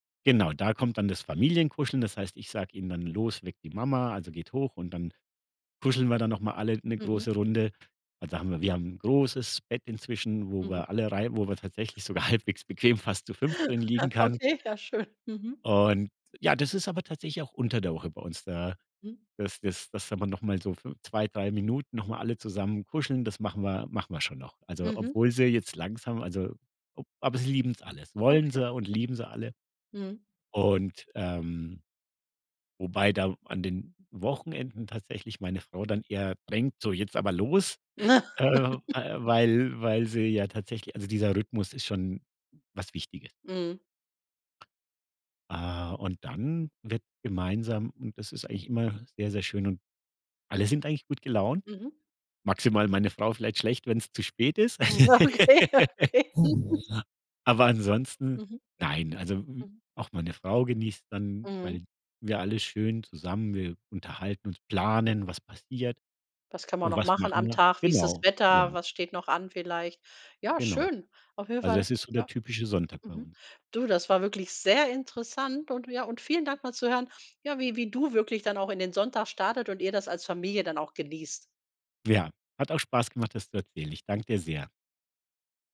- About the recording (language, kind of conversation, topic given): German, podcast, Wie beginnt bei euch typischerweise ein Sonntagmorgen?
- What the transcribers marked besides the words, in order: laughing while speaking: "halbwegs bequem fast"; laugh; laughing while speaking: "Okay, ja schön"; laugh; other background noise; laughing while speaking: "Hm, ja, okay, ja, okay"; laugh; other noise; stressed: "du"